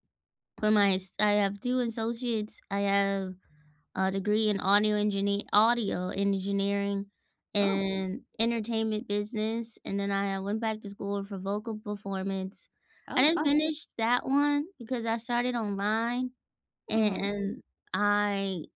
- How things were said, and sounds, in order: other background noise
- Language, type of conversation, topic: English, unstructured, What’s a challenge you faced, and how did you overcome it?
- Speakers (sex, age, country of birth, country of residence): female, 30-34, United States, United States; female, 60-64, United States, United States